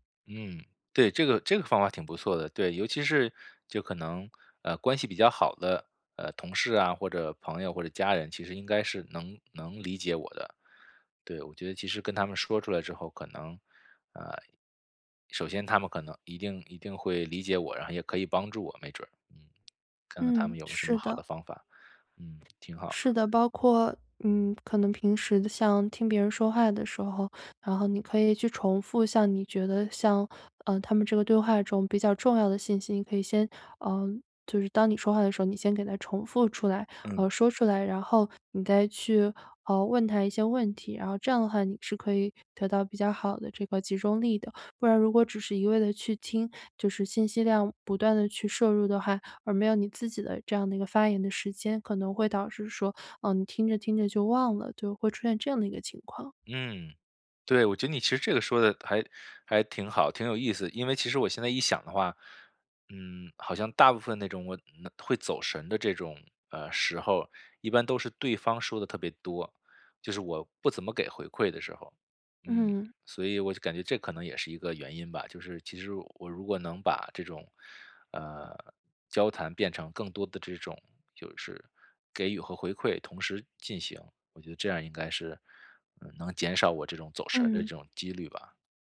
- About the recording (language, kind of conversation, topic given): Chinese, advice, 如何在与人交谈时保持专注？
- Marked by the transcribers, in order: tapping